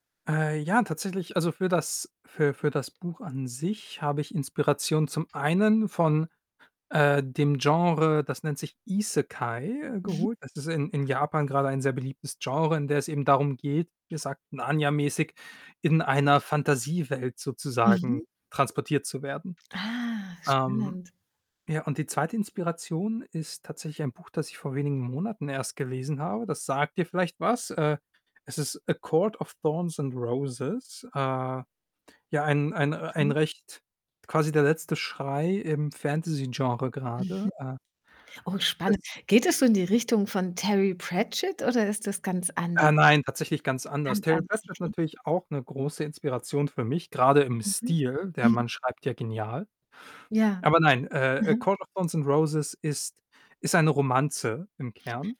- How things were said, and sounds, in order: other background noise; distorted speech
- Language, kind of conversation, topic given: German, podcast, Wie entwickelst du Figuren oder Charaktere?